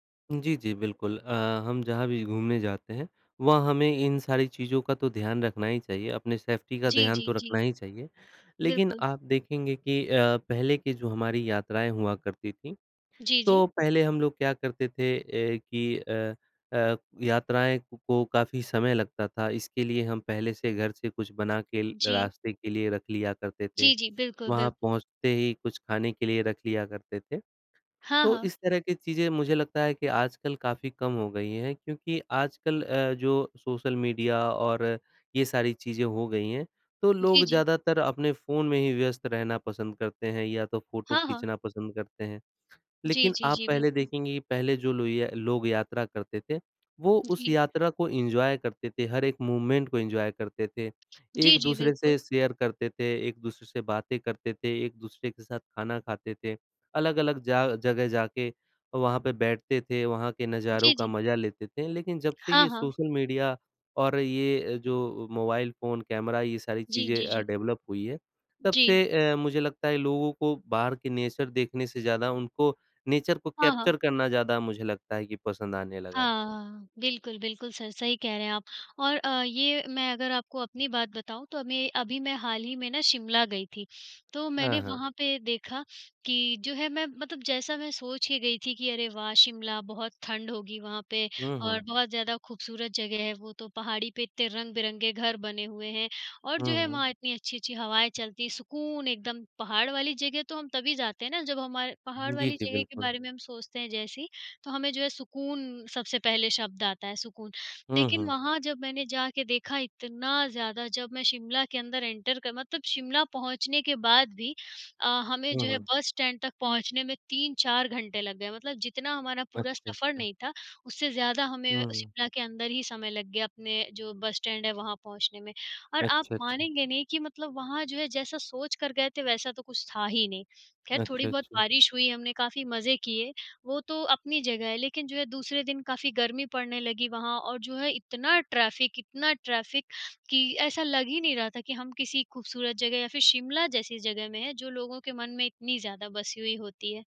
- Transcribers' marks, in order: in English: "सेफ्टी"; in English: "फोटो"; in English: "एन्जॉय"; in English: "मोमेंट"; in English: "एन्जॉय"; in English: "शेयर"; in English: "डेवलप"; in English: "नेचर"; in English: "नेचर"; in English: "कैप्चर"; in English: "एंटर"; in English: "स्टैंड"; in English: "ट्रैफिक"; in English: "ट्रैफिक"
- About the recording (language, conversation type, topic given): Hindi, unstructured, यात्रा के दौरान आपको सबसे ज़्यादा खुशी किस बात से मिलती है?